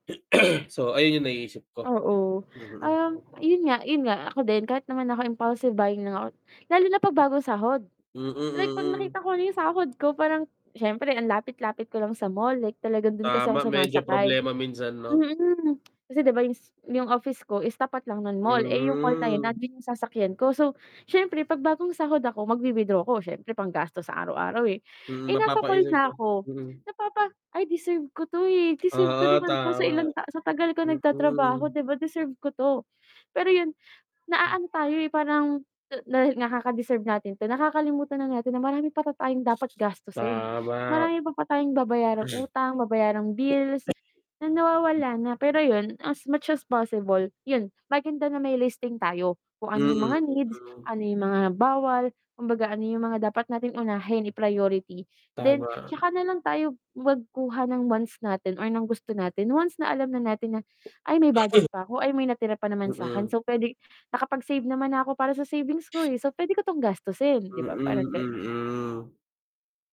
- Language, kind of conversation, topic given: Filipino, unstructured, Ano ang mga simpleng paraan para makatipid ng pera araw-araw?
- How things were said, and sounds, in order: throat clearing; in English: "impulsive buying"; tapping; drawn out: "Mhm"; other background noise; static; background speech; in English: "as much as possible"; distorted speech; drawn out: "Mm"